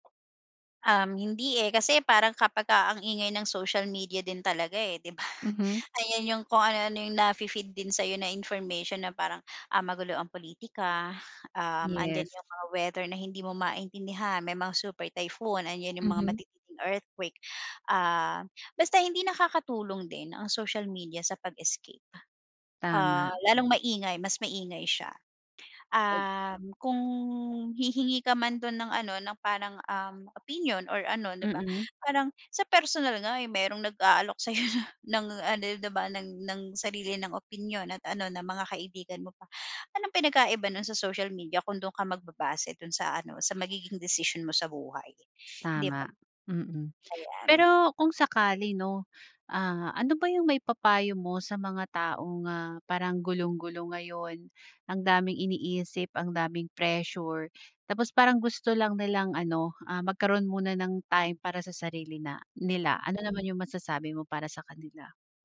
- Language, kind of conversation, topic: Filipino, podcast, Bakit minsan kailangan ng tao na pansamantalang tumakas sa realidad, sa tingin mo?
- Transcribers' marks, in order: laughing while speaking: "sa'yo na"; other background noise